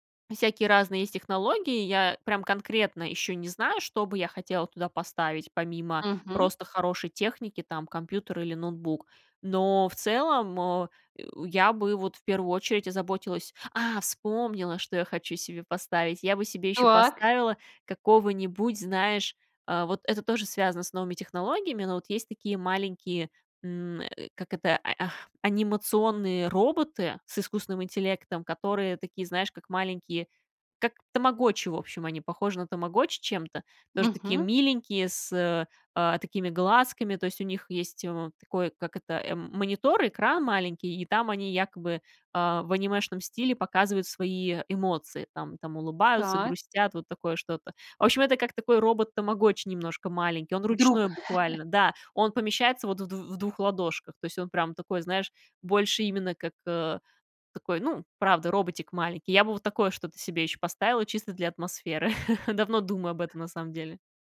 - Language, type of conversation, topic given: Russian, podcast, Как вы обустраиваете домашнее рабочее место?
- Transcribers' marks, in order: grunt; chuckle; chuckle; other background noise